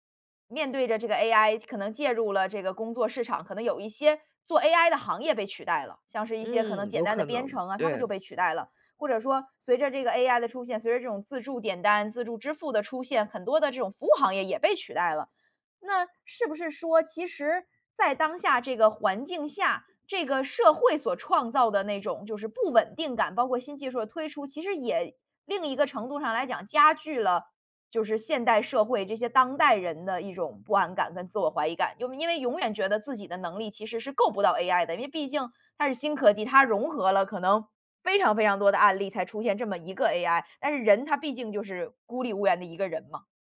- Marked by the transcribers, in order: none
- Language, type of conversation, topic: Chinese, podcast, 你如何处理自我怀疑和不安？